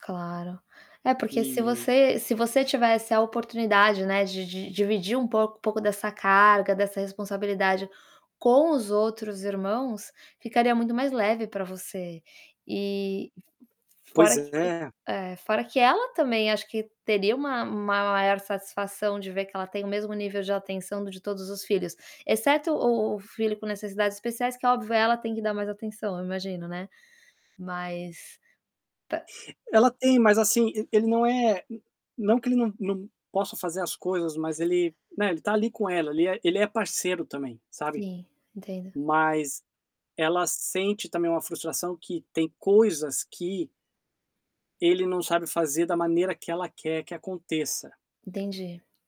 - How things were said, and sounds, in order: static; distorted speech; tapping
- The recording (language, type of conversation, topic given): Portuguese, advice, Como posso cuidar dos meus pais idosos enquanto trabalho em tempo integral?